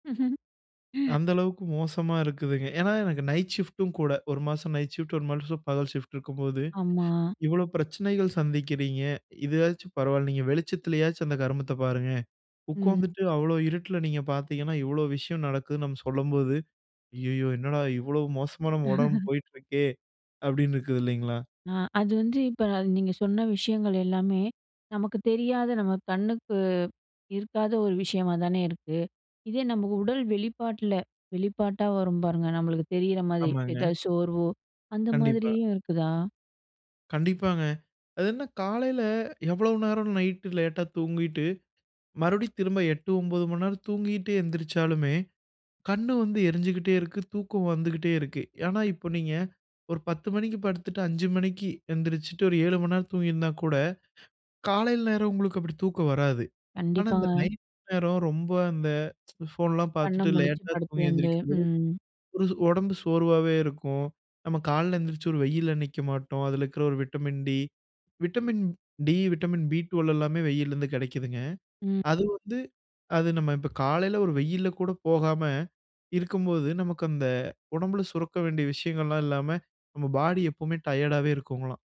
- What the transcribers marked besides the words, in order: laugh; in English: "நைட் ஷிஃப்ட்டும்"; in English: "நைட் ஷிஃப்ட்"; in English: "ஷிஃப்ட்"; laugh; in English: "நைட் லேட்டா"; tsk; in English: "லேட்டா"; in English: "டயர்டாவே"
- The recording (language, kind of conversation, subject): Tamil, podcast, இருட்டில் திரையைப் பார்ப்பது உங்கள் தூக்கத்தை பாதிப்பதா?